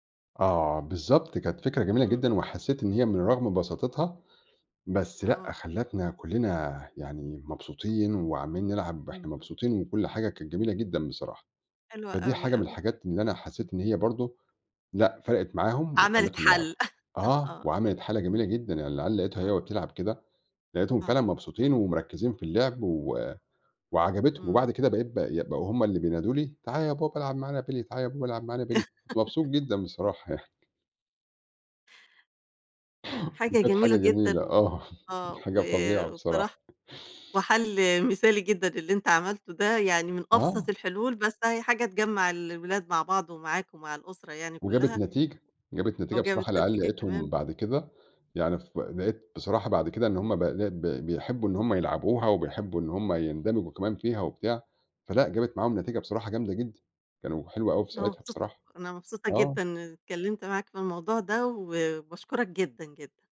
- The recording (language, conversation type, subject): Arabic, podcast, إزاي بتحس إن السوشيال ميديا بتسرق تركيزك؟
- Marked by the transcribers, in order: background speech; other background noise; tapping; chuckle; put-on voice: "تعالَ يا بابا العب معانا بِلي، تعال يا بابا العب معانا بِلي"; laugh; laughing while speaking: "يعني"; laughing while speaking: "آه"